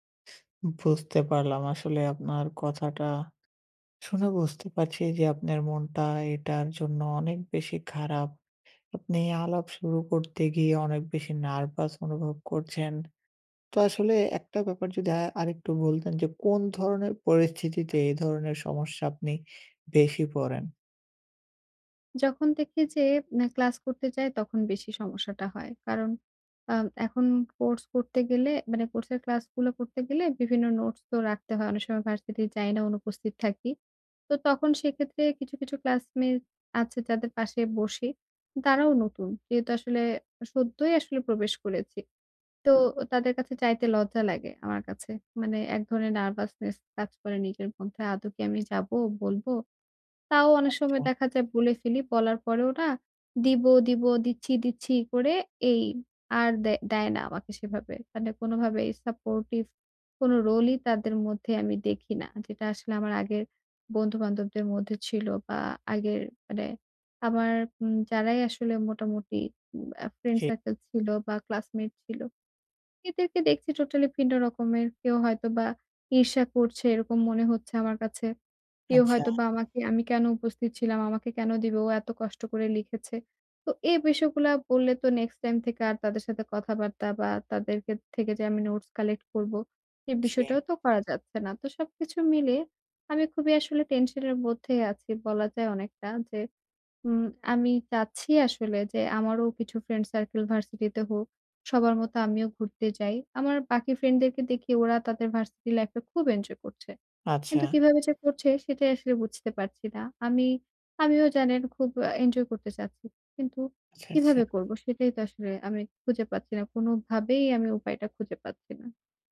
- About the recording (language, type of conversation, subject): Bengali, advice, নতুন মানুষের সাথে স্বাভাবিকভাবে আলাপ কীভাবে শুরু করব?
- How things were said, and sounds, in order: in English: "nervousness"